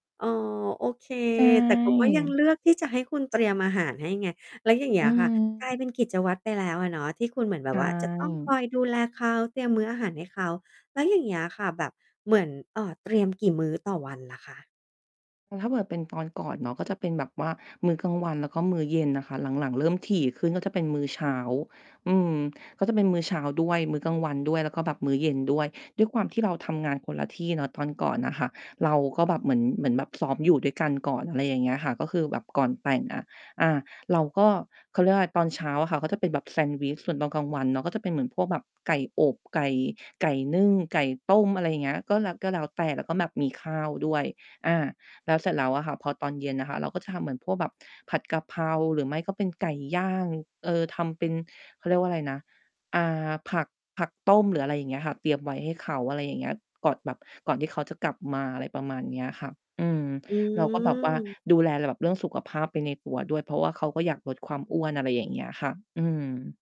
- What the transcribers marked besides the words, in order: distorted speech
- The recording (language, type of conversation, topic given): Thai, podcast, มีมื้ออาหารไหนที่คุณทำขึ้นมาเพราะอยากดูแลใครสักคนบ้าง?